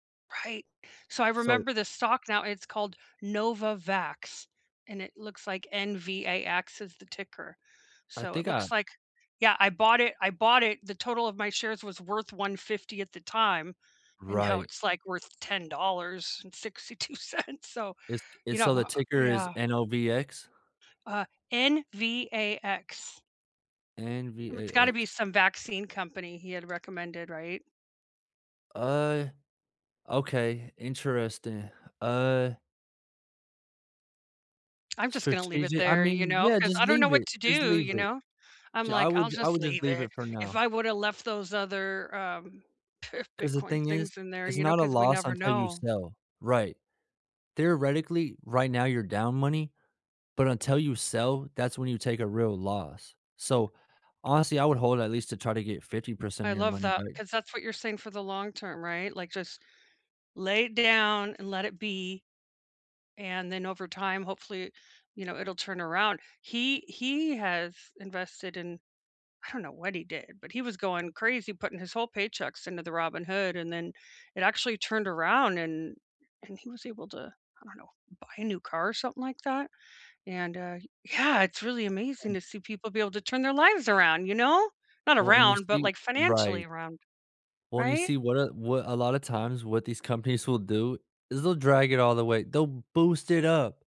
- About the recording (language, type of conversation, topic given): English, unstructured, How do you like sharing resources for the common good?
- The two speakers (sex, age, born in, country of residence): female, 45-49, United States, Canada; male, 30-34, United States, United States
- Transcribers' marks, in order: laughing while speaking: "ten dollars and sixty-two cents"; tapping; chuckle; other background noise